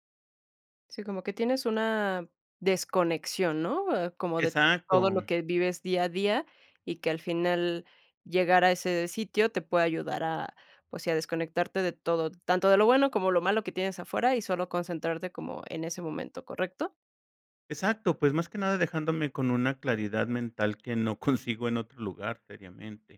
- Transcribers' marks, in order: drawn out: "una"; laughing while speaking: "no consigo en"
- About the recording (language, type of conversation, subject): Spanish, podcast, ¿Qué momento en la naturaleza te dio paz interior?